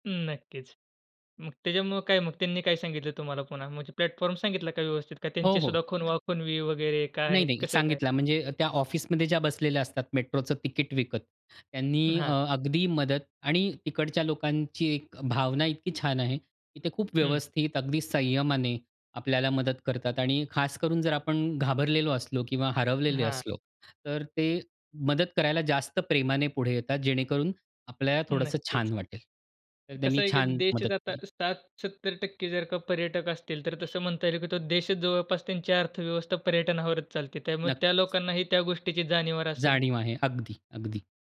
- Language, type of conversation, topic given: Marathi, podcast, भाषा नीट न समजल्यामुळे वाट चुकली तेव्हा तुम्हाला कुणी सौजन्याने मदत केली का, आणि ती मदत कशी मिळाली?
- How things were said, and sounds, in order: in English: "प्लॅटफॉर्म"; other background noise; in English: "मेट्रोचं"